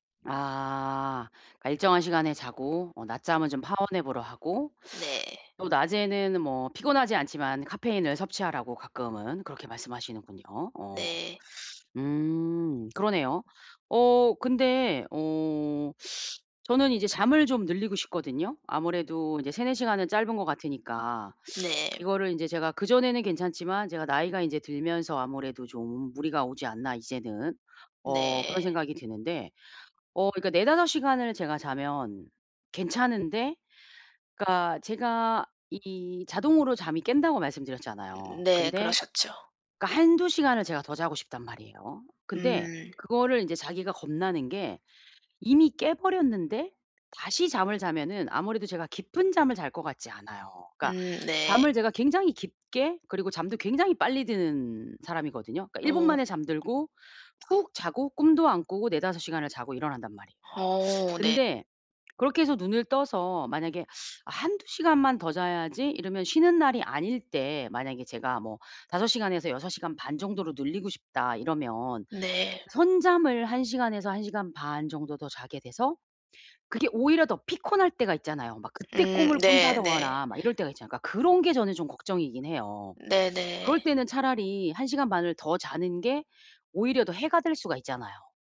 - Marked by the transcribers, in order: tapping; "피곤할" said as "피콘할"; "꾼다거나" said as "꾼다더거나"
- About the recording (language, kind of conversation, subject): Korean, advice, 수면과 짧은 휴식으로 하루 에너지를 효과적으로 회복하려면 어떻게 해야 하나요?